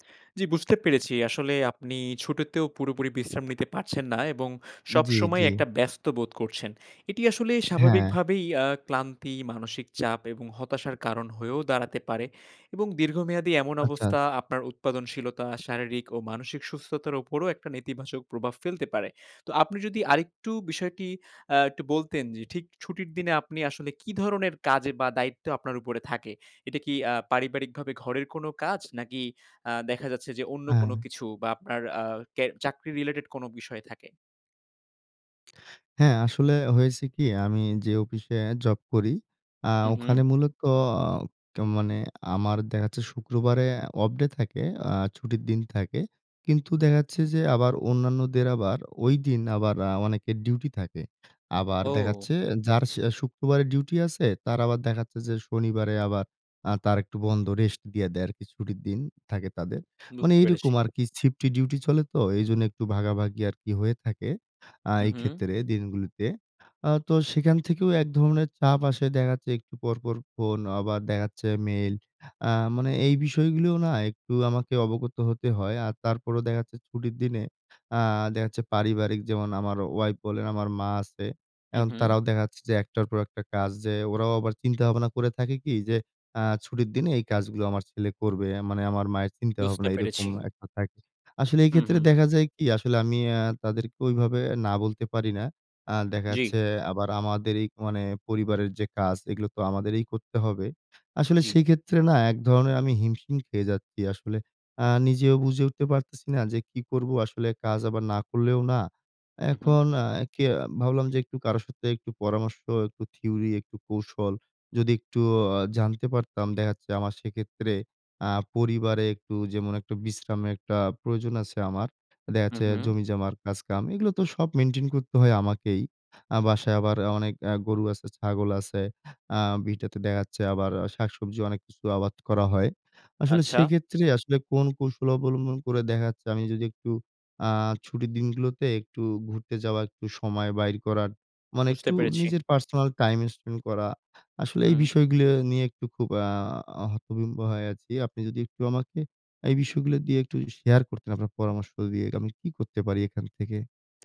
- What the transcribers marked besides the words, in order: wind; tapping; "শিফটলি" said as "ছিফটি"; "হতভম্ব" said as "হতবিম্ব"
- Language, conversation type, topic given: Bengali, advice, ছুটির দিনে আমি বিশ্রাম নিতে পারি না, সব সময় ব্যস্ত থাকি কেন?